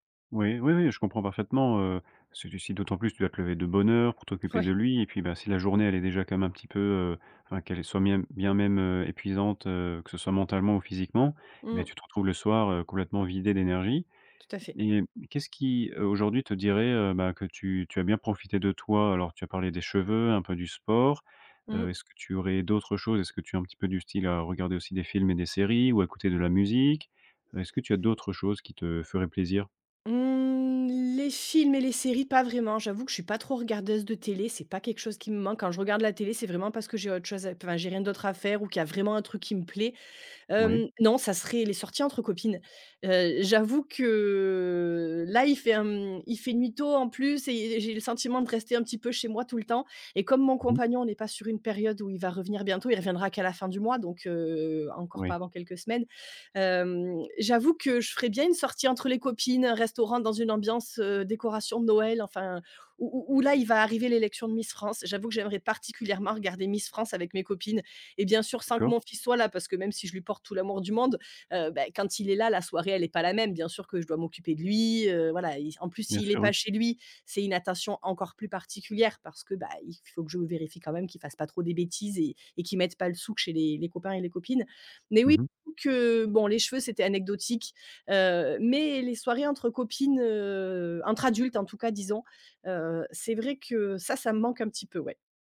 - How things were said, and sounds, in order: other background noise; drawn out: "Mmh"; drawn out: "que"
- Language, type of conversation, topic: French, advice, Comment faire pour trouver du temps pour moi et pour mes loisirs ?